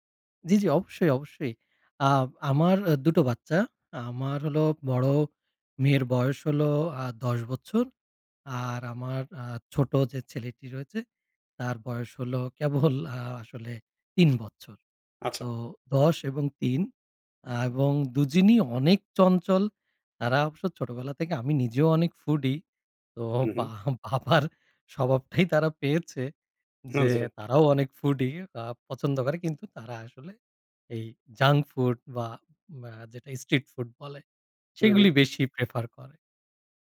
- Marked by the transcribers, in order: laughing while speaking: "বা বাবার স্বভাবটাই তারা পেয়েছে … স্ট্রিট ফুড বলে"
- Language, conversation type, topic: Bengali, advice, বাচ্চাদের সামনে স্বাস্থ্যকর খাওয়ার আদর্শ দেখাতে পারছি না, খুব চাপে আছি